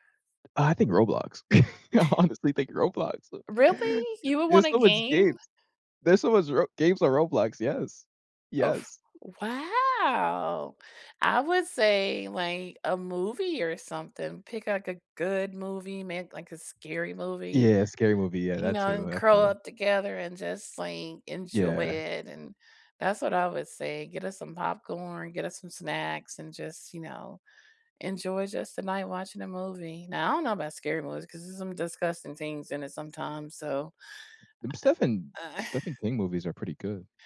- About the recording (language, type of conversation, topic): English, unstructured, When you want to unwind, what entertainment do you turn to, and what makes it comforting?
- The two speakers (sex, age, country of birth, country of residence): female, 45-49, United States, United States; male, 20-24, United States, United States
- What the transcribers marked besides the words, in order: chuckle; laughing while speaking: "I honestly think Roblox"; chuckle; surprised: "Really? You would wanna game?"; drawn out: "wow!"; other background noise; "Stephen" said as "steh-fen"; sigh